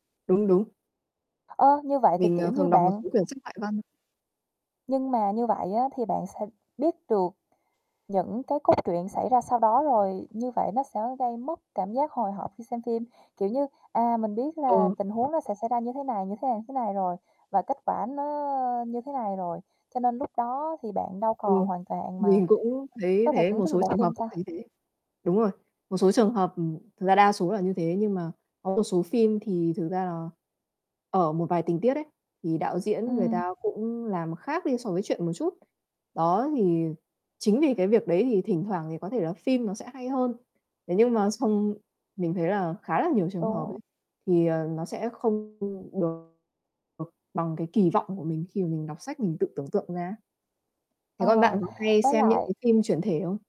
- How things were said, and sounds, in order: static; tapping; distorted speech; other background noise
- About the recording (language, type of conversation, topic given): Vietnamese, unstructured, Giữa việc đọc sách và xem phim, bạn sẽ chọn hoạt động nào?
- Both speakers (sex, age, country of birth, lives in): female, 25-29, Vietnam, Vietnam; female, 30-34, Vietnam, Vietnam